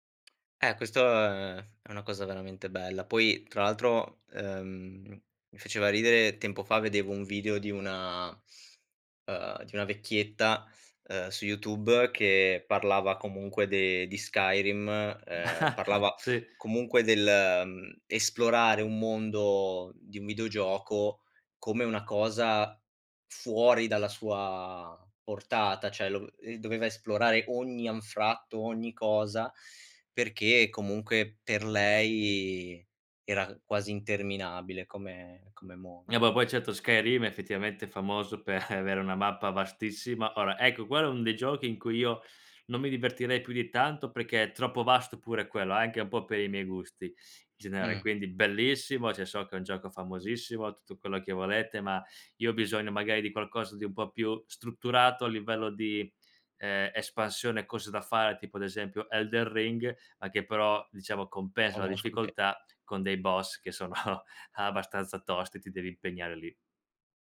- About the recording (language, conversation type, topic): Italian, podcast, Quale hobby ti fa dimenticare il tempo?
- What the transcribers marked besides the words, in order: chuckle; other background noise; "Cioè" said as "ceh"; laughing while speaking: "per"; "cioè" said as "ceh"; laughing while speaking: "sono"